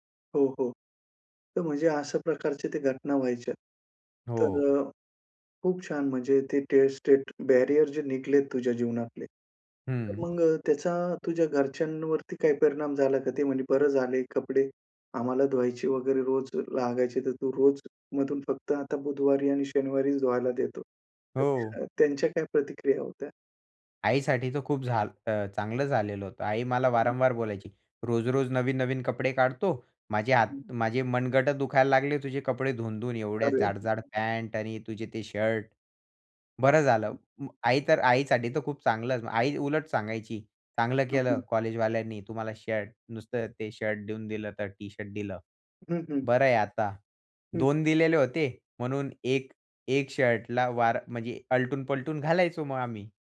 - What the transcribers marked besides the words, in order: in English: "टेस्ट स्टेट बॅरियर"; unintelligible speech; other noise; other background noise; unintelligible speech
- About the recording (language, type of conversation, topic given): Marathi, podcast, शाळा किंवा महाविद्यालयातील पोशाख नियमांमुळे तुमच्या स्वतःच्या शैलीवर कसा परिणाम झाला?